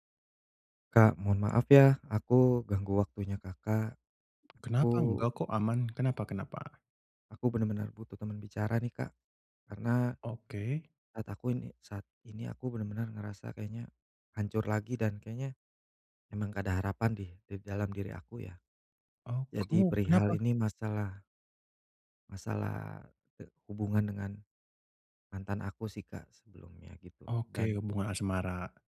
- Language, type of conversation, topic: Indonesian, advice, Bagaimana cara membangun kembali harapan pada diri sendiri setelah putus?
- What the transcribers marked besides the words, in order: other background noise